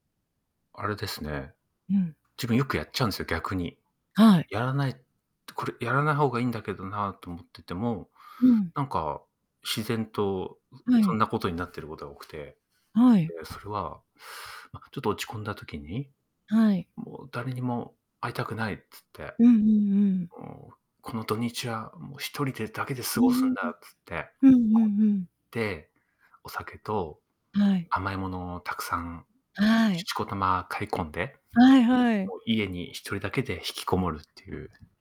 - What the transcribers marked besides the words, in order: distorted speech; static; other background noise
- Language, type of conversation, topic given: Japanese, unstructured, 気分が落ち込んだとき、何をすると元気になりますか？